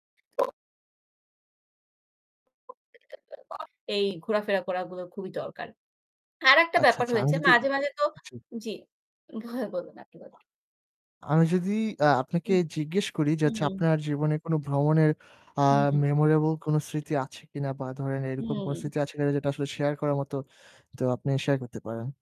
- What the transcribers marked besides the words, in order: distorted speech; unintelligible speech; unintelligible speech; other background noise
- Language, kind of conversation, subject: Bengali, unstructured, কোন শখ আপনার জীবনে সবচেয়ে বেশি পরিবর্তন এনেছে?